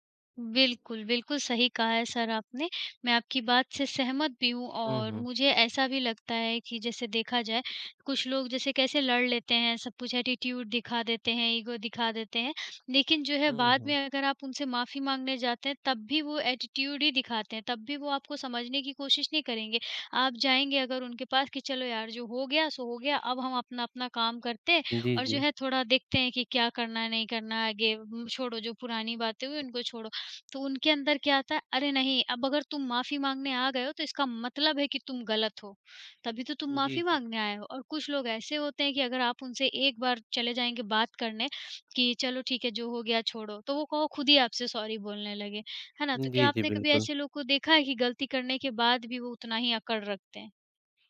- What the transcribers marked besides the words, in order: in English: "एटीट्यूड"; in English: "ईगो"; in English: "एटीट्यूड"; in English: "सॉरी"; other background noise
- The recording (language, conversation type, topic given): Hindi, unstructured, क्या क्षमा करना ज़रूरी होता है, और क्यों?